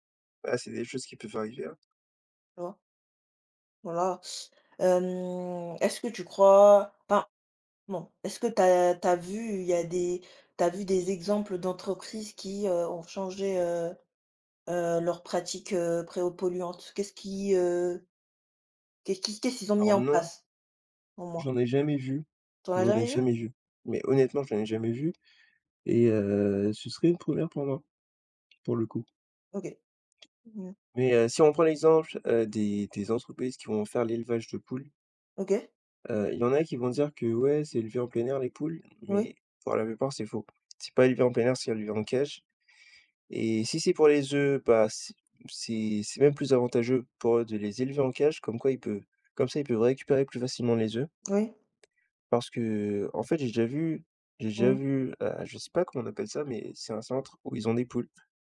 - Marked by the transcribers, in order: teeth sucking; drawn out: "Hem"; stressed: "non"; tapping; put-on voice: "ouais, c'est élevé en plein air les poules"; drawn out: "que"; other background noise
- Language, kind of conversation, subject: French, unstructured, Pourquoi certaines entreprises refusent-elles de changer leurs pratiques polluantes ?